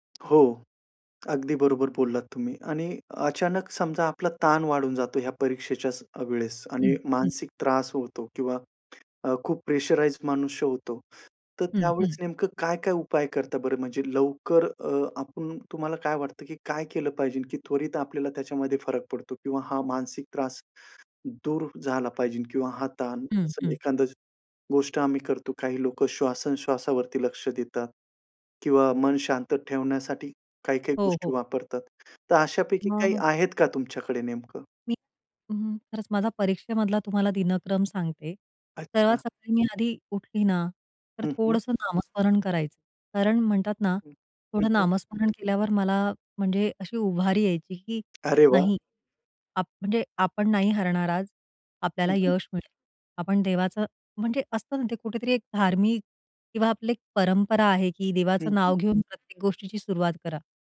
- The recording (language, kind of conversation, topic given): Marathi, podcast, परीक्षेतील ताण कमी करण्यासाठी तुम्ही काय करता?
- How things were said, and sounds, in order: in English: "प्रेशराइज्ड"; unintelligible speech; other background noise